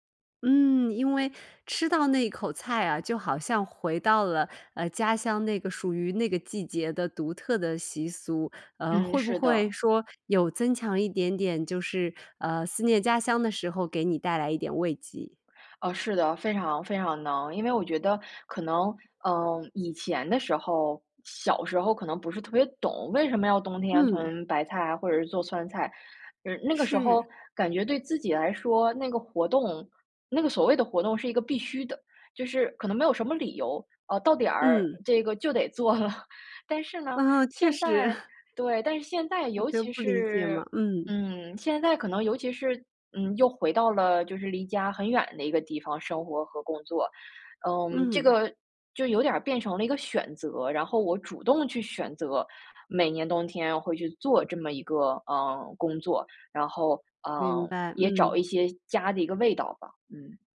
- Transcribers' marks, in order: tapping; laughing while speaking: "做了"; laugh
- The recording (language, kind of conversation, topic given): Chinese, podcast, 离开家乡后，你是如何保留或调整原本的习俗的？